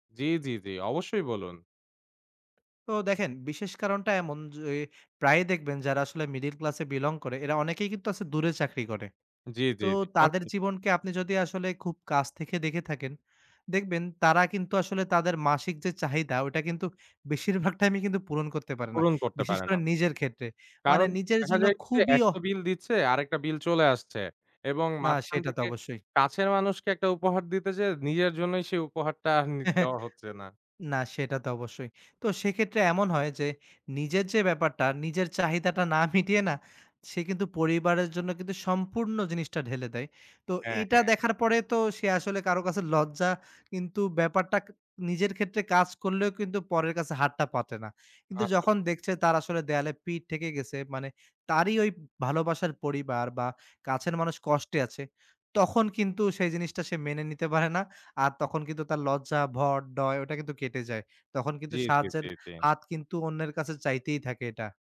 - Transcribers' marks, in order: unintelligible speech; scoff; chuckle; scoff; scoff; "ভয়" said as "ভর"; "ডর" said as "ডয়"
- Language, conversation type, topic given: Bengali, podcast, আপনি কীভাবে সাহায্য চাইতে ভয় কাটিয়ে উঠতে পারেন?